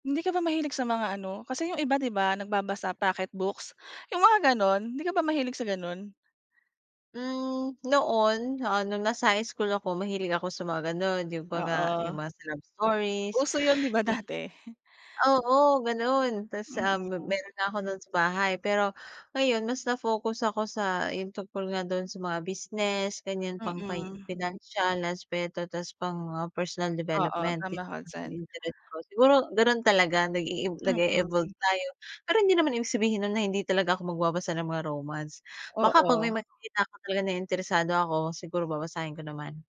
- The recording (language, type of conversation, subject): Filipino, podcast, Paano nakatulong ang hilig mo sa pag-aalaga ng kalusugang pangkaisipan at sa pagpapagaan ng stress mo?
- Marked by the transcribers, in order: tapping; other background noise